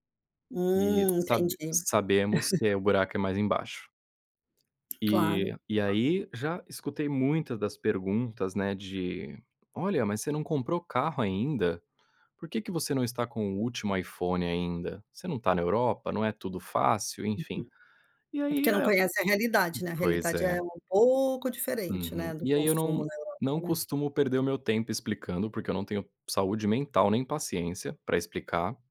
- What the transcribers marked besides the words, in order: chuckle; tapping; unintelligible speech
- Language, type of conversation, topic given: Portuguese, advice, Como você pode simplificar a vida e reduzir seus bens materiais?